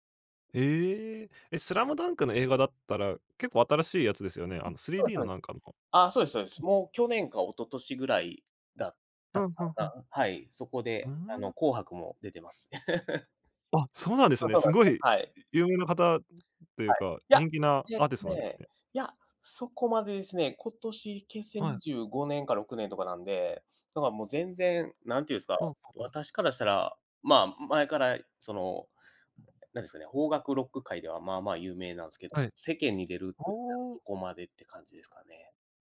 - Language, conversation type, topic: Japanese, podcast, 最近よく聴いている音楽は何ですか？
- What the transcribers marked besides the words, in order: tapping; chuckle